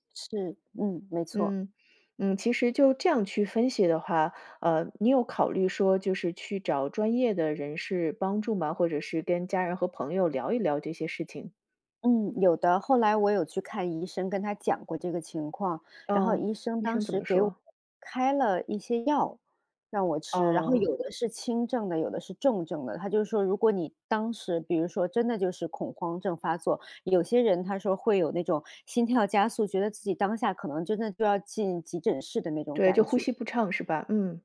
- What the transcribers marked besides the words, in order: other background noise
- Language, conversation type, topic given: Chinese, advice, 你在经历恐慌发作时通常如何求助与应对？